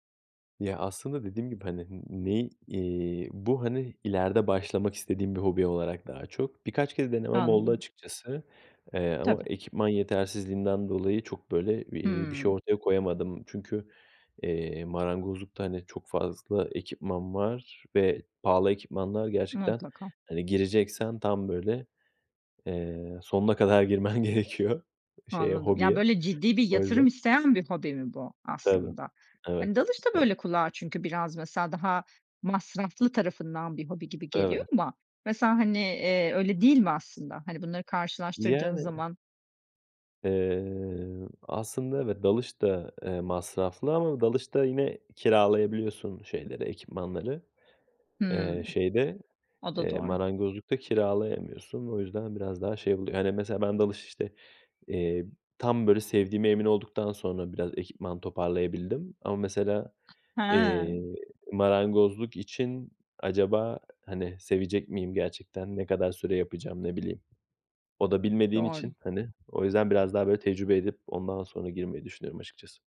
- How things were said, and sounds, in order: other background noise; laughing while speaking: "girmen gerekiyor"
- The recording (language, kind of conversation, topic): Turkish, podcast, Günde sadece yirmi dakikanı ayırsan hangi hobiyi seçerdin ve neden?